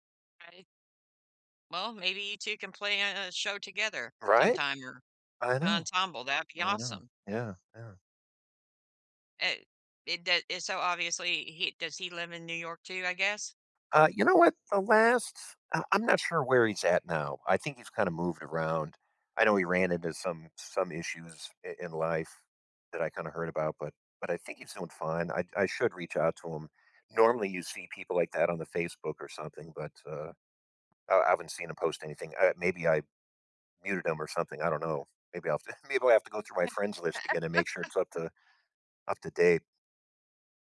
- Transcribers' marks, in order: other background noise; laugh
- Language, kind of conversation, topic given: English, unstructured, When should I teach a friend a hobby versus letting them explore?